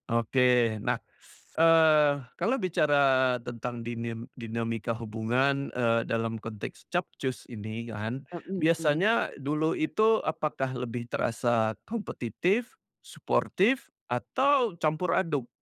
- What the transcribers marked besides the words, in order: none
- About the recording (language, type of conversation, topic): Indonesian, podcast, Apa pengalaman paling seru saat kamu ngumpul bareng teman-teman waktu masih sekolah?